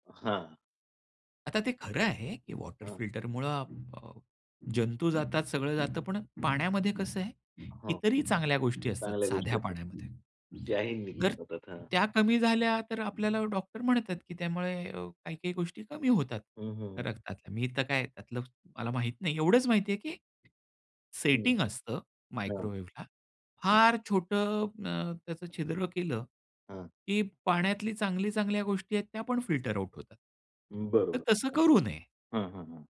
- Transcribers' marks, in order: tapping; other background noise; other noise
- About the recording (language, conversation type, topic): Marathi, podcast, ग्रुपचॅटमध्ये वागण्याचे नियम कसे असावेत, असे तुम्ही सुचवाल का?